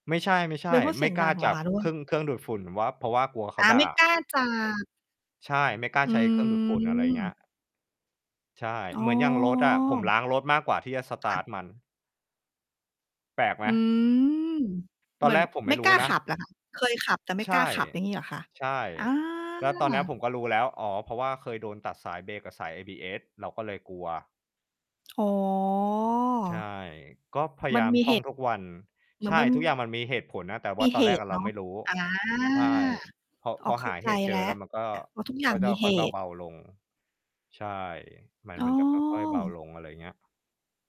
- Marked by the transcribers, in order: other background noise; unintelligible speech; drawn out: "อืม"; drawn out: "อ๋อ"; in English: "สตาร์ต"; distorted speech; drawn out: "อืม"; drawn out: "อา"; static; drawn out: "อา"; tapping
- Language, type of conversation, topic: Thai, unstructured, เวลาที่คุณรู้สึกท้อแท้ คุณทำอย่างไรให้กลับมามีกำลังใจและสู้ต่อได้อีกครั้ง?